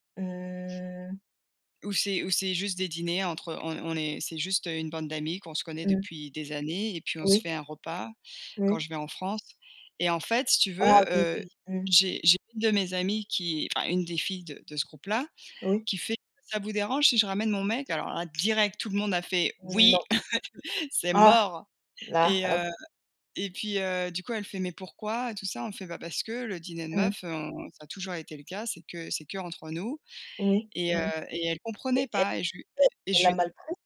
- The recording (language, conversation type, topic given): French, unstructured, Quelle place l’amitié occupe-t-elle dans une relation amoureuse ?
- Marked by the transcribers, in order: drawn out: "Mmh"; stressed: "Oui ! C'est mort !"; chuckle